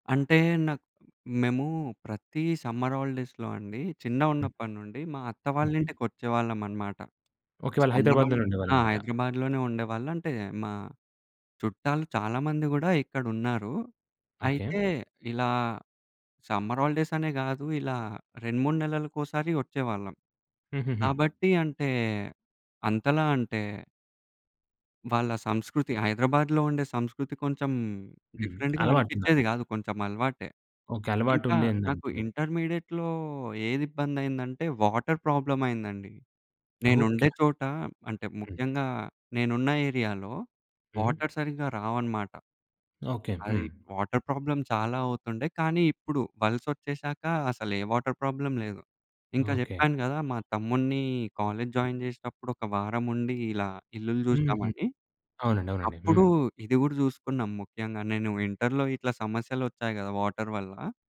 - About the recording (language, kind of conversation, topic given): Telugu, podcast, మీ కుటుంబంలో వలస వెళ్లిన లేదా కొత్త ఊరికి మారిన అనుభవాల గురించి వివరంగా చెప్పగలరా?
- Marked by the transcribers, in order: in English: "సమ్మర్ హాలిడేస్‌లో"; in English: "సమ్మర్ హాలిడేస్"; in English: "సమ్మర్ హాలిడేస్"; in English: "డిఫరెంట్‌గా"; in English: "ఇంటర్మీడియేట్‌లో"; in English: "వాటర్ ప్రాబ్లమ్"; in English: "ఏరియా‌లో వాటర్"; in English: "వాటర్ ప్రాబ్లమ్"; in English: "వాటర్ ప్రాబ్లమ్"; in English: "కాలేజ్ జాయిన్"; in English: "ఇంటర్‌లో"; in English: "వాటర్"